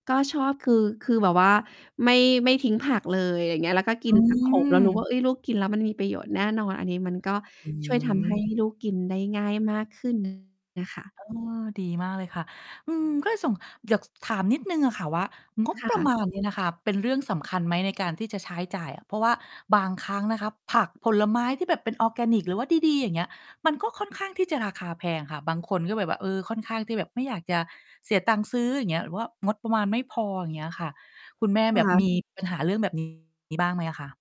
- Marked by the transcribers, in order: distorted speech; other background noise; "งบประมาณ" said as "งดประมาณ"; mechanical hum
- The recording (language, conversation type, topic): Thai, podcast, มีวิธีทำให้กินผักและผลไม้ให้มากขึ้นได้อย่างไรบ้าง?